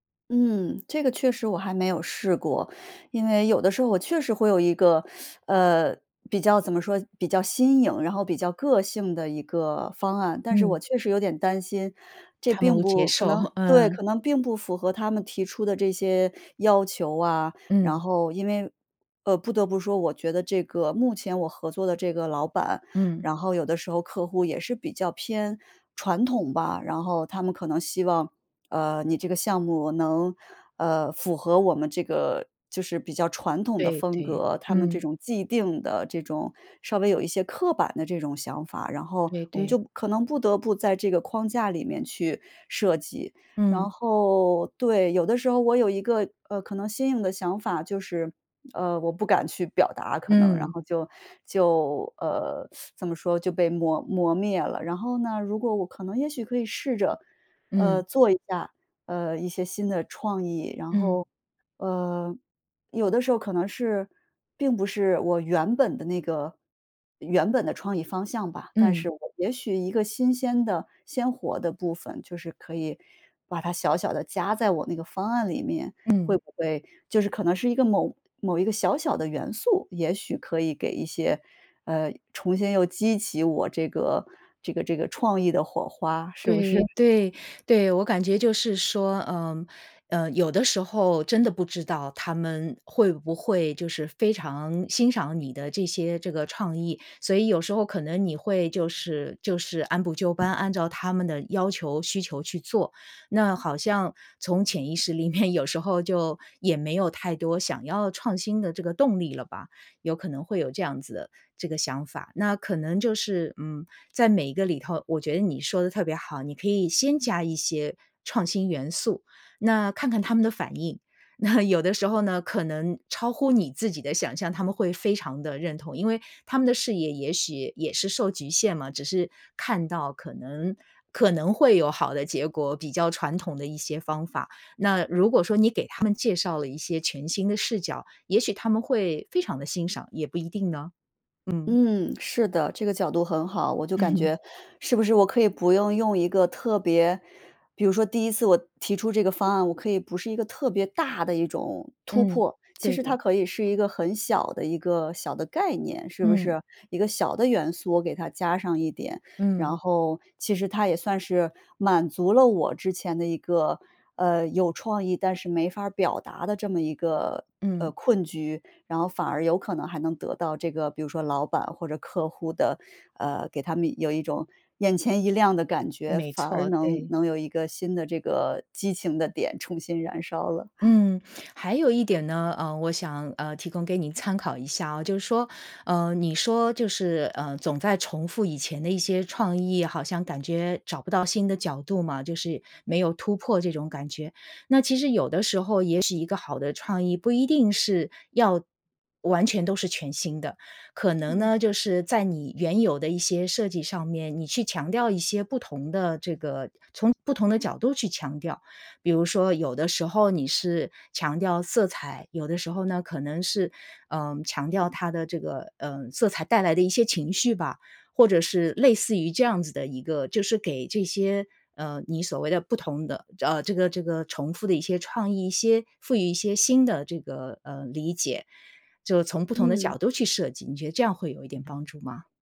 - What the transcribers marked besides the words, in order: other background noise; teeth sucking; chuckle; teeth sucking; laughing while speaking: "是？"; laughing while speaking: "里面"; tapping; laughing while speaking: "那"; chuckle
- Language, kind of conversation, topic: Chinese, advice, 当你遇到创意重复、找不到新角度时，应该怎么做？